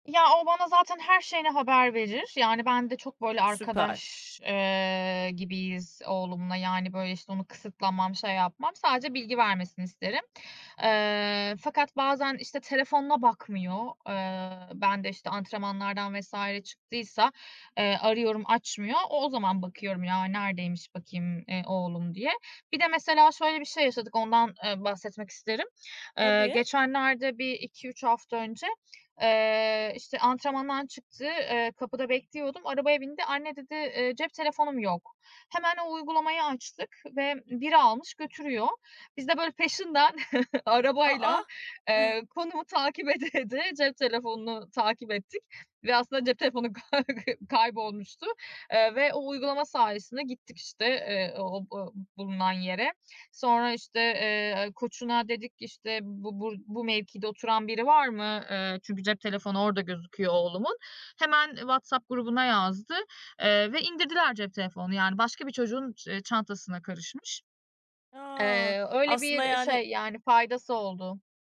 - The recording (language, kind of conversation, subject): Turkish, podcast, Bir yolculukta kaybolduğun bir anı anlatır mısın?
- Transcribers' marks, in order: other background noise; chuckle; laughing while speaking: "ede"; laughing while speaking: "kay"